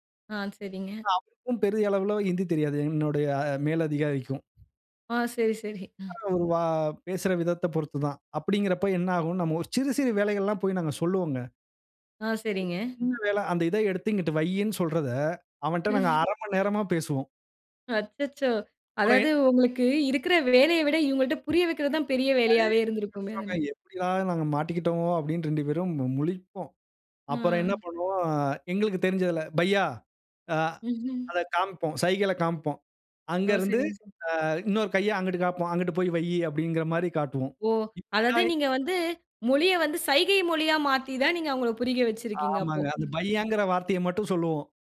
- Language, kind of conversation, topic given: Tamil, podcast, நீங்கள் பேசும் மொழியைப் புரிந்துகொள்ள முடியாத சூழலை எப்படிச் சமாளித்தீர்கள்?
- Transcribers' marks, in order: chuckle; laughing while speaking: "அச்சச்சோ!"; in Hindi: "பையா"; in Hindi: "பையா"